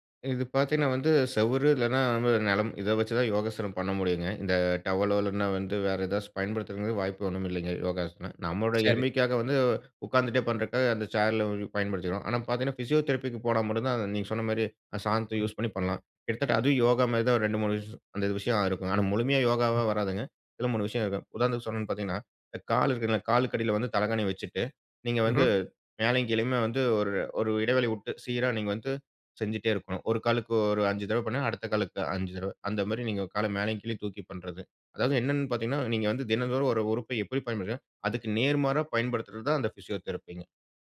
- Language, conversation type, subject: Tamil, podcast, சிறிய வீடுகளில் இடத்தைச் சிக்கனமாகப் பயன்படுத்தி யோகா செய்ய என்னென்ன எளிய வழிகள் உள்ளன?
- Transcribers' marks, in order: in English: "யூஸ்"